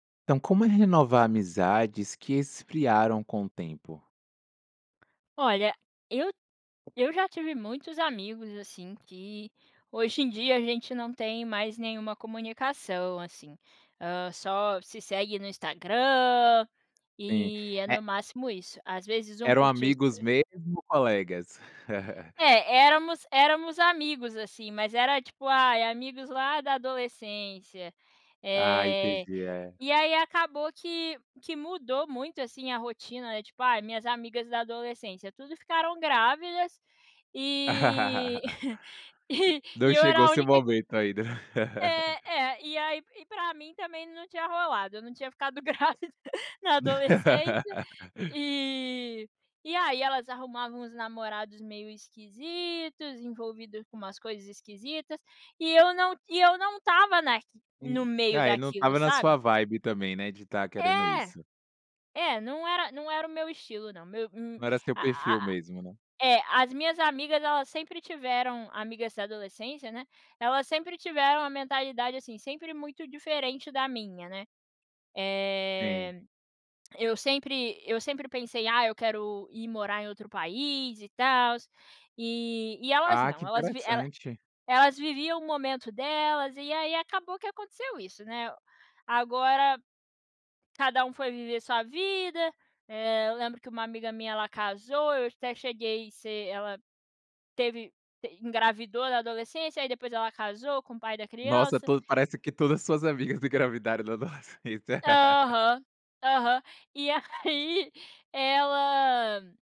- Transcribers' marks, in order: tapping; laugh; laugh; chuckle; laughing while speaking: "e"; laugh; laugh; laughing while speaking: "grávida"; laughing while speaking: "todas as suas amigas engravidaram na adolescência"; laugh; laughing while speaking: "aí"
- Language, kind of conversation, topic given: Portuguese, podcast, Como reatar amizades que esfriaram com o tempo?